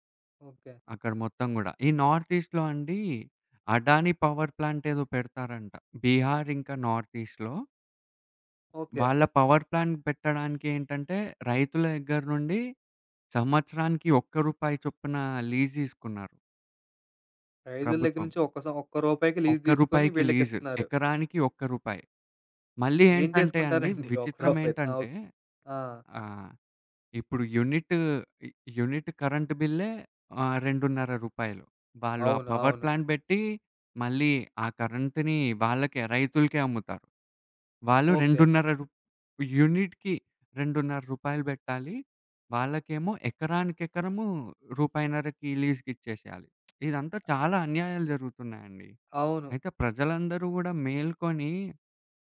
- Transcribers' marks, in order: in English: "నార్త్ ఈస్ట్‌లో"; in English: "పవర్ ప్లాంట్"; in English: "నార్త్ ఈస్ట్‌లో"; in English: "పవర్ ప్లాంట్"; horn; in English: "లీజ్"; laughing while speaking: "చేసుకుంటారండి ఒక్క రూపాయితో"; in English: "యూనిట్ యూనిట్"; in English: "పవర్ ప్లాంట్"; in English: "కరెంట్‌ని"; in English: "యూనిట్‌కి"; lip smack; other background noise
- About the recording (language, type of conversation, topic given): Telugu, podcast, చెట్లను పెంపొందించడంలో సాధారణ ప్రజలు ఎలా సహాయం చేయగలరు?